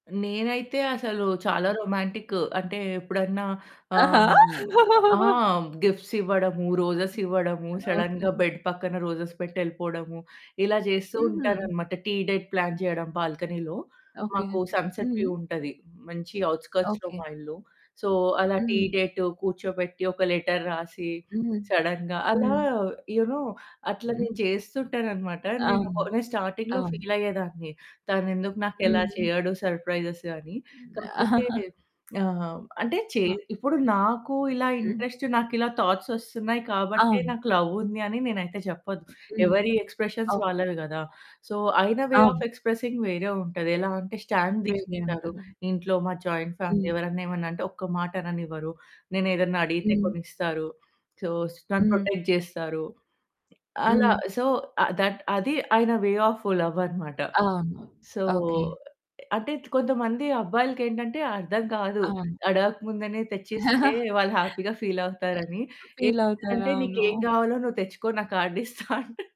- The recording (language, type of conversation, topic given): Telugu, podcast, జీవిత భాగస్వామితో గొడవ అయిన తర్వాత సంబంధాన్ని మళ్లీ సవ్యంగా ఎలా పునర్నిర్మించుకుంటారు?
- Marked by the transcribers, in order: other background noise; in English: "గిఫ్ట్స్"; in English: "రోజెస్"; chuckle; in English: "సడెన్‌గా బెడ్"; in English: "రోజెస్"; in English: "టీ డేట్ ప్లాన్"; in English: "బాల్కనీలో"; in English: "సన్‌సెట్ వ్యూ"; in English: "ఔట్‌స్కర్ట్స్‌లో"; in English: "సో"; in English: "టీ డేట్"; in English: "లెటర్"; in English: "సడెన్‌గా"; in English: "యూ నో"; in English: "స్టార్టింగ్‌లో ఫీల్"; in English: "సర్‌ప్రైజెస్"; chuckle; in English: "ఇంట్రెస్ట్"; in English: "థాట్స్"; in English: "లవ్"; in English: "ఎక్స్‌ప్రెషన్స్"; in English: "సో"; in English: "వే ఆఫ్ ఎక్స్‌ప్రెసింగ్"; in English: "స్టాండ్"; in English: "జాయింట్ ఫ్యామిలీ"; in English: "సో"; in English: "ప్రొటెక్ట్"; in English: "సో, దట్"; in English: "వే ఆఫ్ లవ్"; in English: "సో"; in English: "హ్యాపీగా ఫీల్"; chuckle; in English: "ఫీల్"; laughing while speaking: "నా కార్డ్ ఇస్తా. అంటారు"; in English: "కార్డ్"